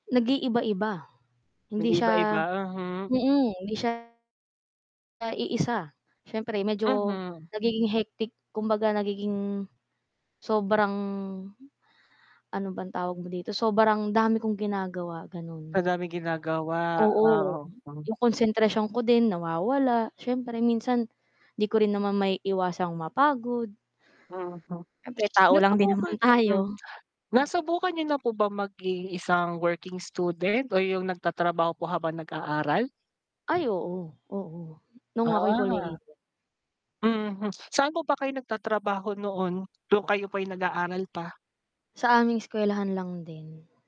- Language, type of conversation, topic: Filipino, unstructured, Paano ka pipili sa pagitan ng pag-aaral sa umaga at pag-aaral sa gabi?
- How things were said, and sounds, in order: static; tapping; other background noise; distorted speech; horn; tongue click; tsk; other noise